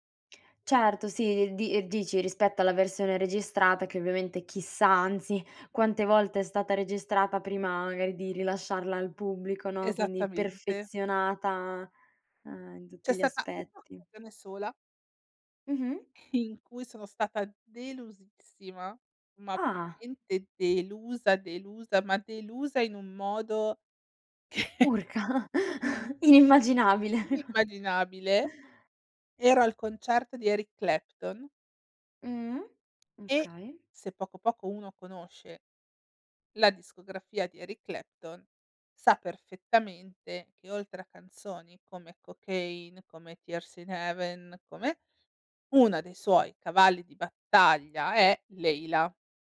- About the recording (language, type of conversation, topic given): Italian, podcast, In che modo cambia una canzone ascoltata dal vivo rispetto alla versione registrata?
- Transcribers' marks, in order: other background noise; laughing while speaking: "che"; chuckle; chuckle; tapping